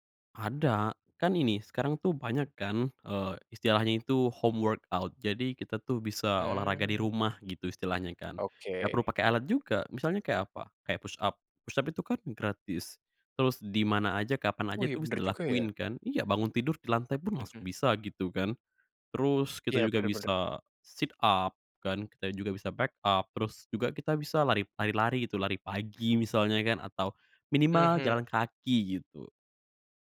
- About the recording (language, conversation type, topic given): Indonesian, podcast, Bagaimana cara kamu menjaga kebugaran tanpa pergi ke pusat kebugaran?
- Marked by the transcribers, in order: in English: "home workout"; tapping; in English: "push up, push up"; in English: "sit up"; in English: "back up"